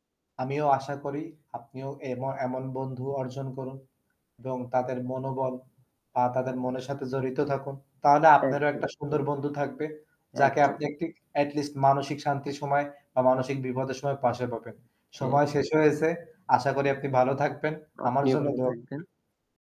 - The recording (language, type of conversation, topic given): Bengali, unstructured, ভ্রমণে বন্ধুদের সঙ্গে বেড়াতে গেলে কেমন মজা লাগে?
- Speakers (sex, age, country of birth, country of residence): male, 20-24, Bangladesh, Bangladesh; male, 25-29, Bangladesh, Bangladesh
- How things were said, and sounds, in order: static; distorted speech